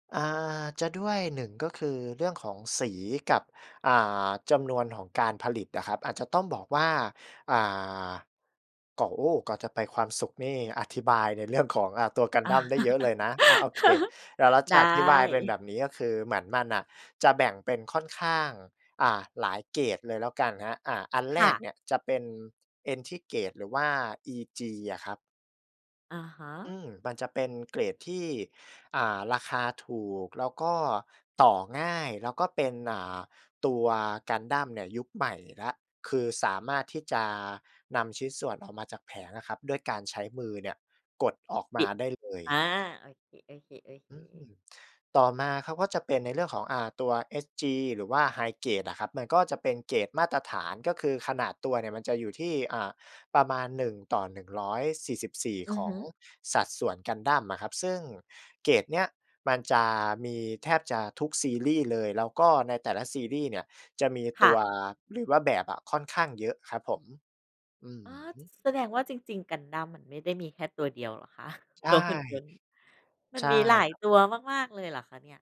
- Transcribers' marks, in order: laughing while speaking: "ของ"; chuckle; other background noise; in English: "Entry Grade"; in English: "High Grade"; laughing while speaking: "คะ ?"
- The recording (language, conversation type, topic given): Thai, podcast, อะไรคือความสุขเล็กๆ ที่คุณได้จากการเล่นหรือการสร้างสรรค์ผลงานของคุณ?